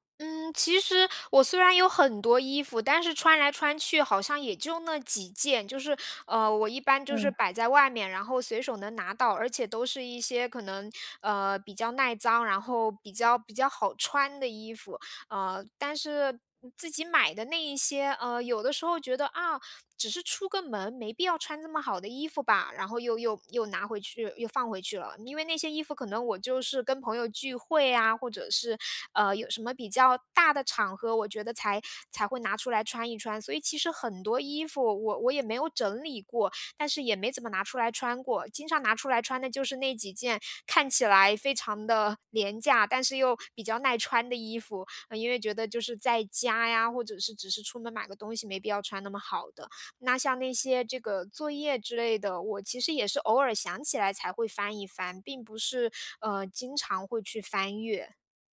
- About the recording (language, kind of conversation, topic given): Chinese, advice, 怎样才能长期维持简约生活的习惯？
- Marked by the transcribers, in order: none